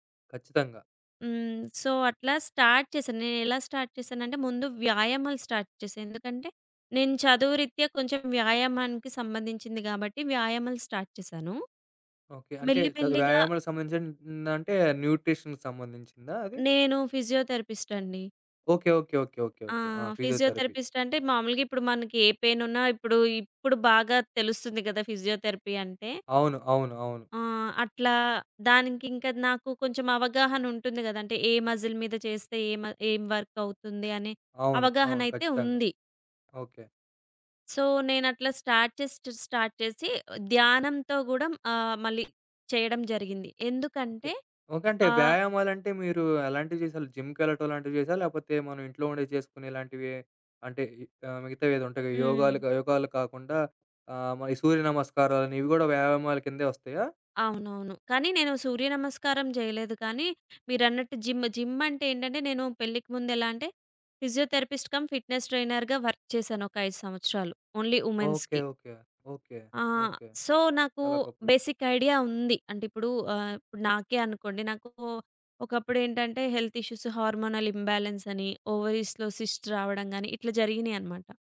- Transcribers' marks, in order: in English: "సో"; in English: "స్టార్ట్"; in English: "స్టార్ట్"; in English: "స్టార్ట్"; in English: "స్టార్ట్"; in English: "న్యూట్రిషన్‌కు"; in English: "ఫిజియోథెరపిస్ట్"; in English: "ఫిజియోథెరపిస్ట్"; in English: "ఫిజియోథెరపీ"; in English: "ఫిజియోథెరపీ"; in English: "మసిల్"; in English: "వర్క్"; in English: "సో"; in English: "స్టార్ట్"; in English: "స్టార్ట్"; other background noise; in English: "జిమ్‌కెళ్ళటం"; in English: "జిమ్, జిమ్"; in English: "ఫిజియోథెరపిస్ట్ కమ్ ఫిట్నెస్ ట్రైనర్‌గా వర్క్"; in English: "ఓన్లీ ఉమెన్స్‌కి"; in English: "సో"; in English: "బేసిక్ ఐడియా"; in English: "హెల్త్ ఇష్యూస్, హార్మోనల్ ఇంబ్యాలెన్స్"; in English: "ఓవరీస్‌లో సిస్ట్"
- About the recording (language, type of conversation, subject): Telugu, podcast, ఒత్తిడి సమయంలో ధ్యానం మీకు ఎలా సహాయపడింది?